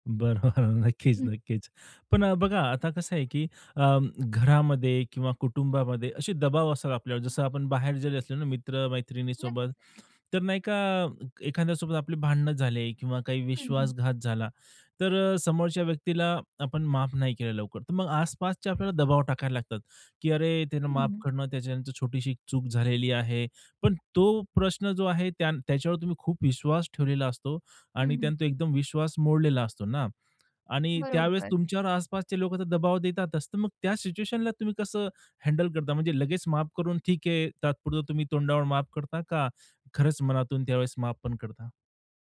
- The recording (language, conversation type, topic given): Marathi, podcast, शेवटी माफी द्यायची की नाही, हा निर्णय तुम्ही कसा घ्याल?
- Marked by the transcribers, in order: laughing while speaking: "बरोबर, नक्कीच, नक्कीच"; tapping